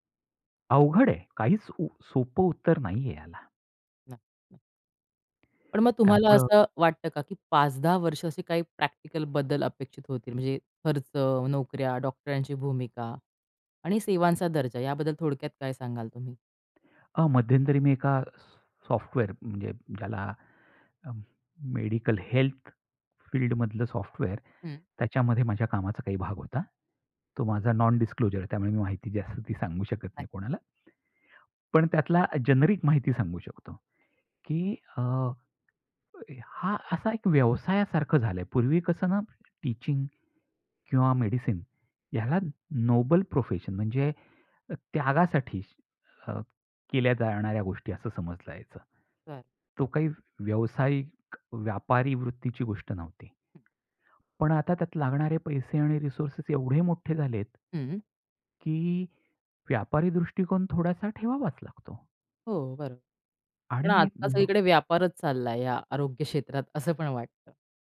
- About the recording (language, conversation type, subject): Marathi, podcast, आरोग्य क्षेत्रात तंत्रज्ञानामुळे कोणते बदल घडू शकतात, असे तुम्हाला वाटते का?
- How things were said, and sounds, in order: other background noise; tapping; in English: "नॉन डिस्क्लोजर"; in English: "नोबल प्रोफेशन"; in English: "रिसोर्सेस"; other noise